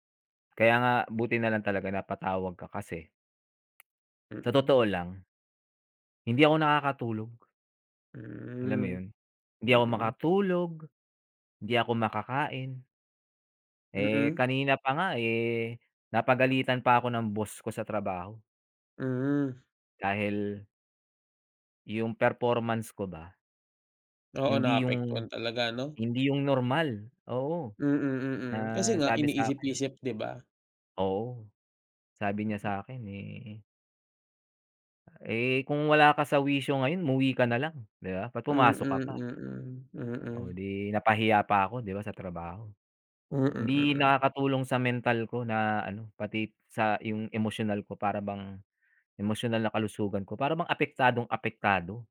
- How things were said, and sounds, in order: other background noise; tapping
- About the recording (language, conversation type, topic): Filipino, unstructured, Bakit mahalaga ang pagpapatawad sa sarili at sa iba?